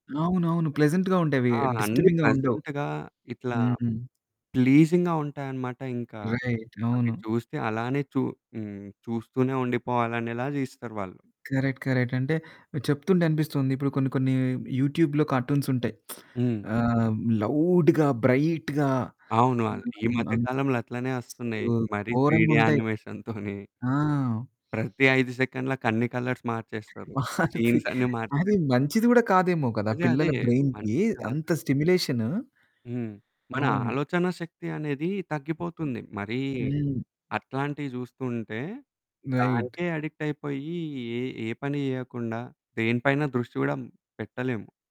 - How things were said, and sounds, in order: in English: "ప్లెజెంట్‌గా"; in English: "డిస్టర్బింగ్‌గా"; in English: "ప్లెజెంట్‌గా"; in English: "ప్లీజింగ్‌గా"; in English: "రైట్"; in English: "కరెక్ట్, కరెక్ట్"; in English: "యూట్యూబ్‌లో కార్టూన్స్"; unintelligible speech; lip smack; in English: "లౌడ్‌గా, బ్రైట్‌గా"; in English: "త్రీడీ యానిమేషన్‌తోని"; unintelligible speech; other background noise; giggle; chuckle; laughing while speaking: "మారుతి, అది మంచిది కూడా కాదేమో కదా. పిల్లల బ్రైన్‌కి అంత స్టిమ్యులేషన్"; in English: "కలర్స్"; in English: "సీన్స్"; distorted speech; in English: "బ్రైన్‌కి"; in English: "స్టిమ్యులేషన్"; in English: "అడిక్ట్"; in English: "రైట్"
- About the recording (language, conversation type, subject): Telugu, podcast, మీకు చిన్నప్పుడు ఇష్టమైన కార్టూన్ లేదా టీవీ కార్యక్రమం ఏది, దాని గురించి చెప్పగలరా?